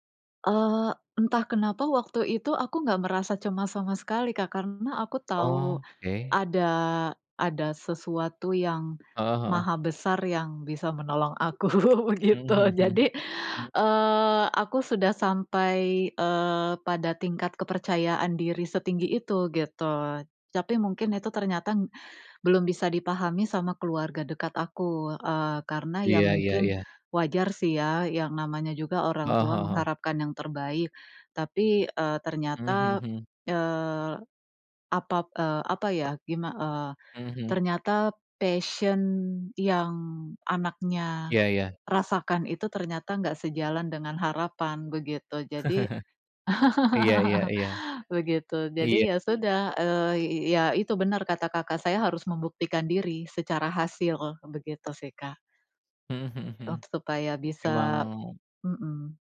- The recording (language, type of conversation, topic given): Indonesian, unstructured, Bagaimana perasaanmu jika keluargamu tidak mendukung pilihan hidupmu?
- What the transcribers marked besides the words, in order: other background noise; laughing while speaking: "aku begitu. Jadi"; tapping; in English: "passion"; chuckle; laugh